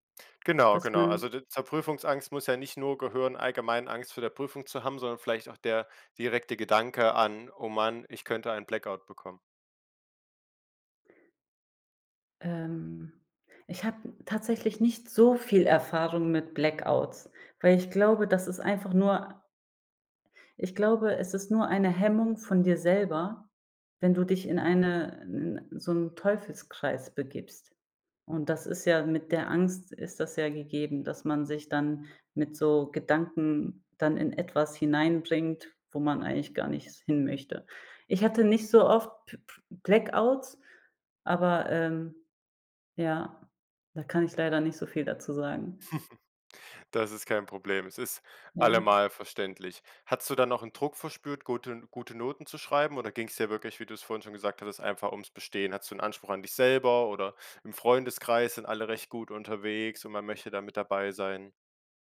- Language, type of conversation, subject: German, podcast, Wie gehst du persönlich mit Prüfungsangst um?
- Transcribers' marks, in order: chuckle